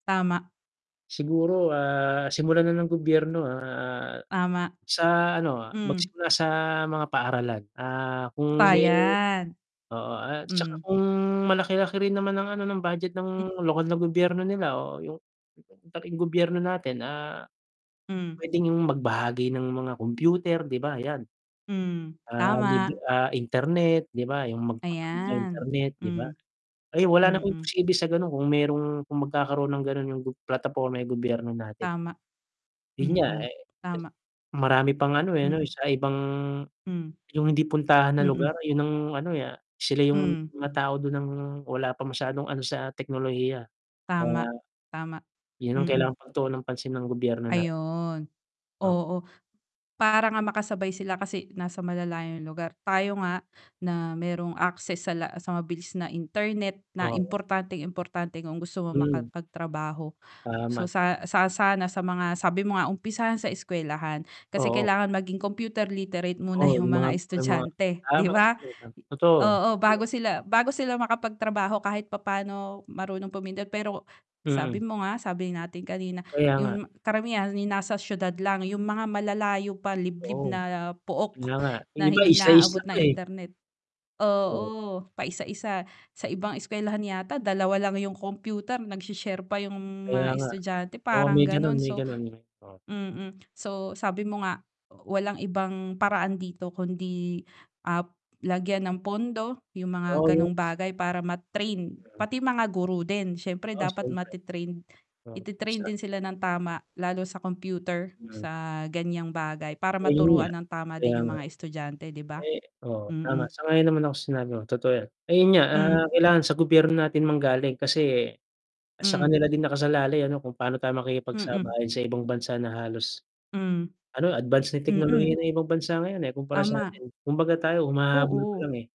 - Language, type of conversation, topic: Filipino, unstructured, Paano mo nakikita ang hinaharap ng teknolohiya sa Pilipinas?
- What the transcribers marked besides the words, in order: static; unintelligible speech; distorted speech; tapping; in English: "computer literate"; laughing while speaking: "yung mga estudyante, 'di ba?"; unintelligible speech; unintelligible speech; unintelligible speech